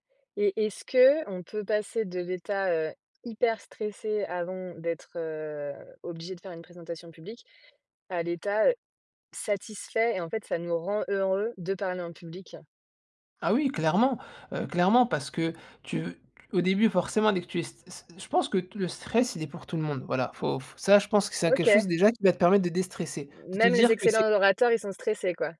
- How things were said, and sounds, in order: tapping
- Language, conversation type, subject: French, podcast, Quelles astuces pour parler en public sans stress ?